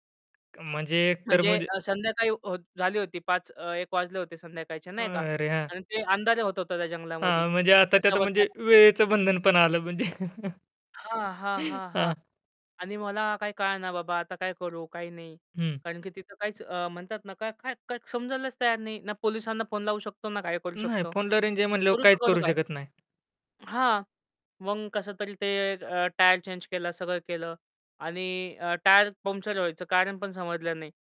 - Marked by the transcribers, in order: tapping; static; distorted speech; chuckle
- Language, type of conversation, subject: Marathi, podcast, रस्ता चुकल्यामुळे तुम्हाला कधी आणि कशी अडचण आली?